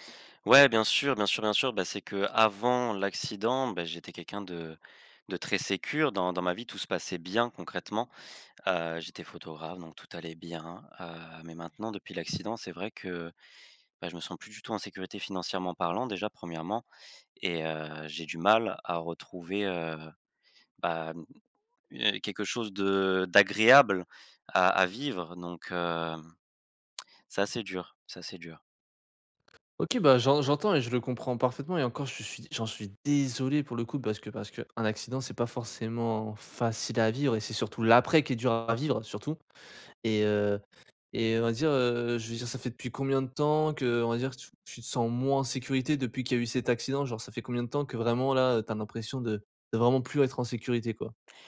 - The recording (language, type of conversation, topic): French, advice, Comment retrouver un sentiment de sécurité après un grand changement dans ma vie ?
- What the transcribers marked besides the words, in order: other background noise; stressed: "bien"; stressed: "mal"; stressed: "d'agréable"; lip smack; stressed: "désolé"; stressed: "l'après"; stressed: "moins"